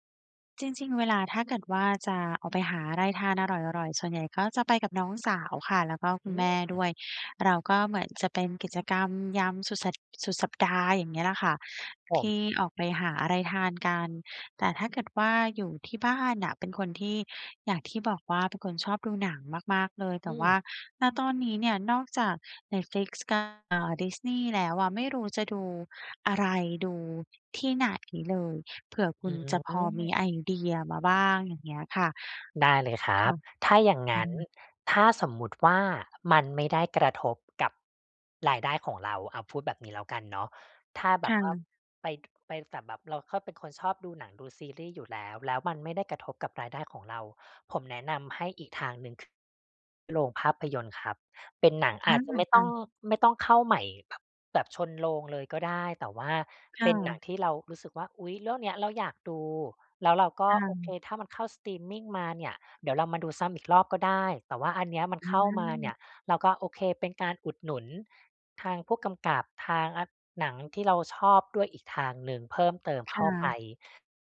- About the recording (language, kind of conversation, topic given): Thai, advice, เวลาว่างแล้วรู้สึกเบื่อ ควรทำอะไรดี?
- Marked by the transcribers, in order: tapping; other background noise